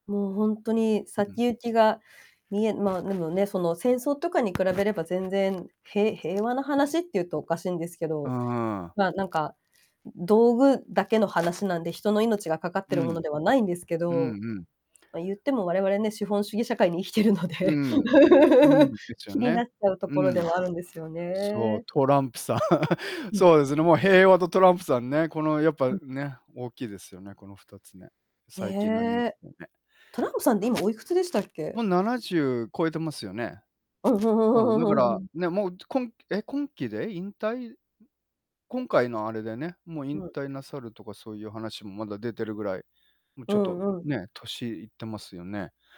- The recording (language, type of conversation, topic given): Japanese, unstructured, 最近のニュースでいちばん驚いたことは何ですか？
- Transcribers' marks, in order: other background noise; laughing while speaking: "生きてるので"; laugh; chuckle